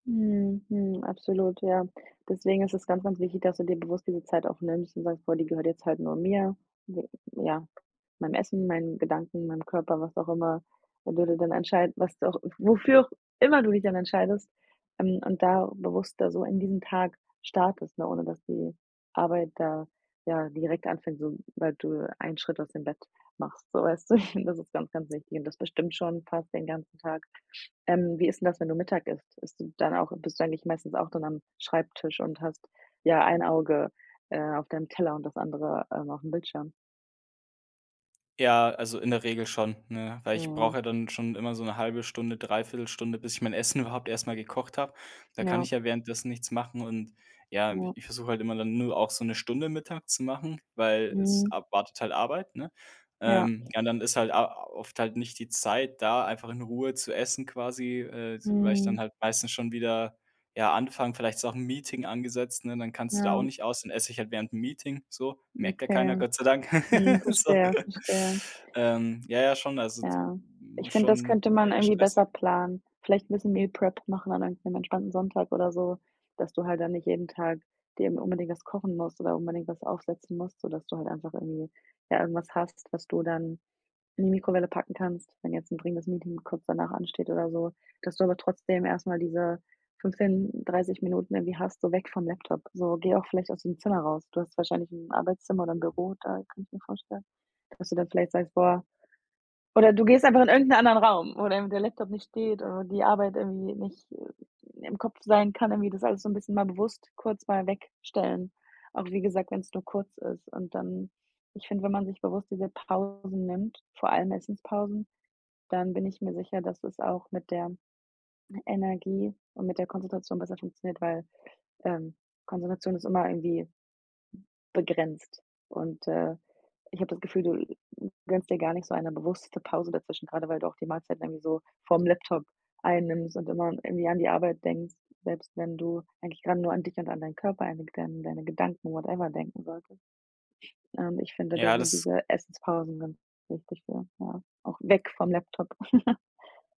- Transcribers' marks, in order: other background noise; chuckle; laugh; giggle; in English: "Meal Prep"; anticipating: "einfach in irgend 'nen anderen Raum"; stressed: "Pausen"; in English: "whatever"; giggle
- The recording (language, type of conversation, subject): German, advice, Wie kann ich meine Energie und meinen Fokus über den Tag hinweg besser steuern?